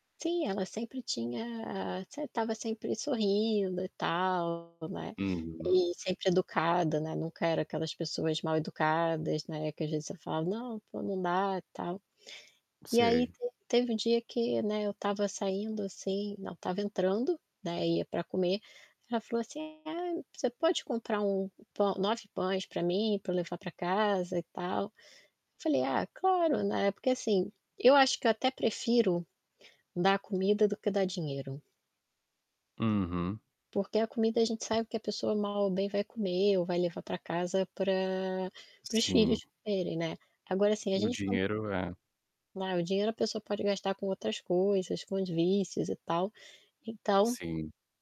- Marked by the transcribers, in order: static; distorted speech; tapping
- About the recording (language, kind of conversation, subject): Portuguese, podcast, Você pode contar sobre um pequeno gesto que teve um grande impacto?